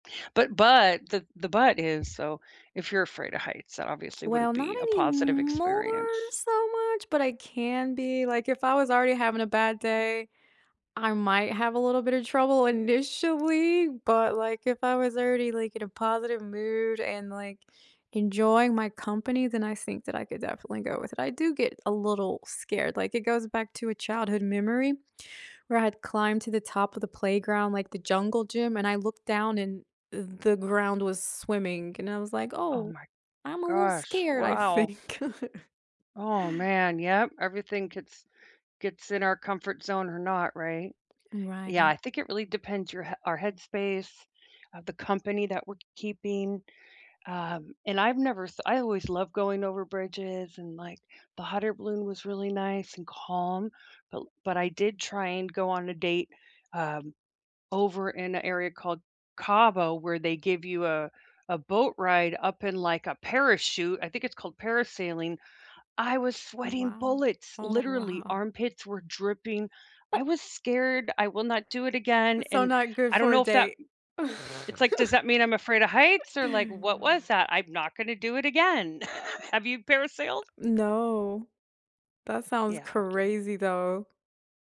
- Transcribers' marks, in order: tapping; drawn out: "anymore"; other background noise; chuckle; laughing while speaking: "wow"; chuckle; laugh
- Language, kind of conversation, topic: English, unstructured, What’s your idea of a perfect date?
- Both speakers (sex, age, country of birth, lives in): female, 45-49, United States, Canada; female, 45-49, United States, United States